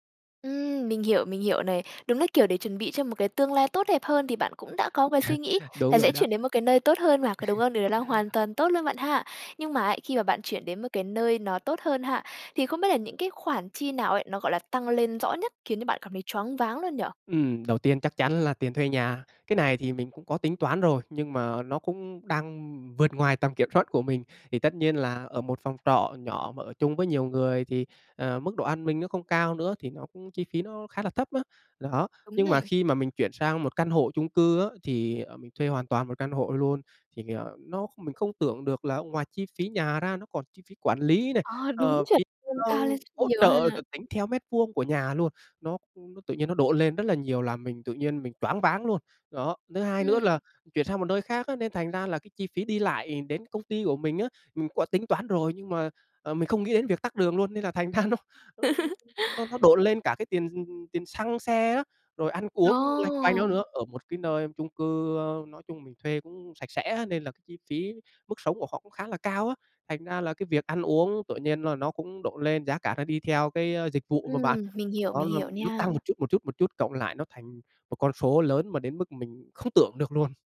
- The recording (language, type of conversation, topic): Vietnamese, advice, Làm sao để đối phó với việc chi phí sinh hoạt tăng vọt sau khi chuyển nhà?
- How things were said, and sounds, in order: tapping; chuckle; other background noise; chuckle; laughing while speaking: "thành ra nó"; chuckle